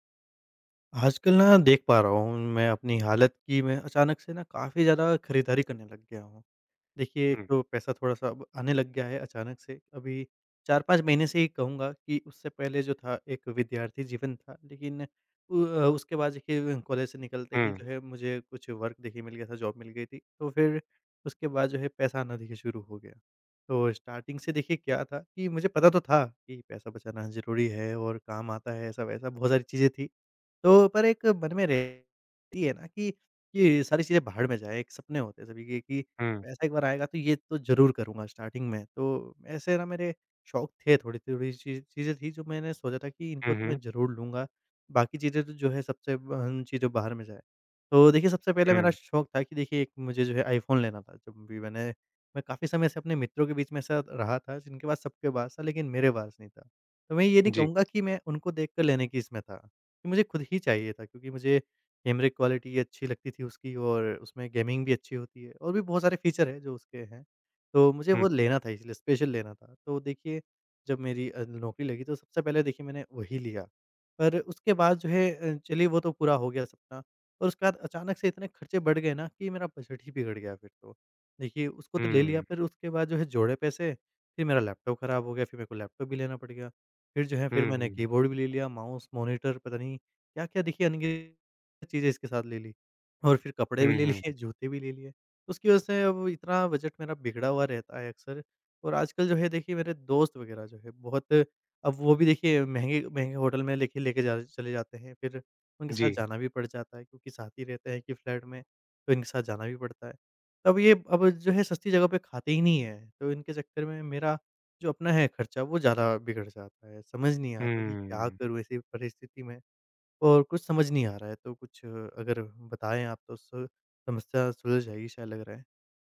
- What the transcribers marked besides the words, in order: tapping; in English: "वर्क"; in English: "जॉब"; in English: "स्टार्टिंग"; in English: "स्टार्टिंग"; in English: "क्वालिटी"; in English: "गेमिंग"; in English: "फ़ीचर"; in English: "स्पेशल"; laughing while speaking: "भी ले लिए"
- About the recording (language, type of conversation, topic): Hindi, advice, आवेग में की गई खरीदारी से आपका बजट कैसे बिगड़ा और बाद में आपको कैसा लगा?